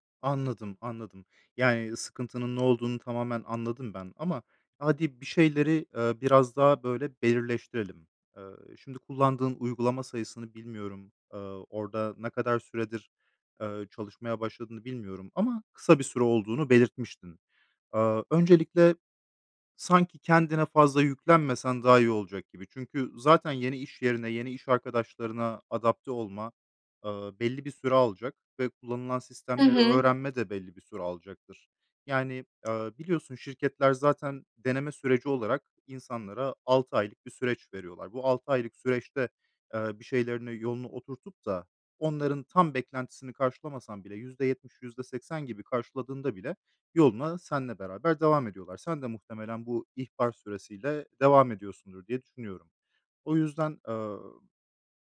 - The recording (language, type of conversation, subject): Turkish, advice, İş yerindeki yeni teknolojileri öğrenirken ve çalışma biçimindeki değişikliklere uyum sağlarken nasıl bir yol izleyebilirim?
- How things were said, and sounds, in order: other background noise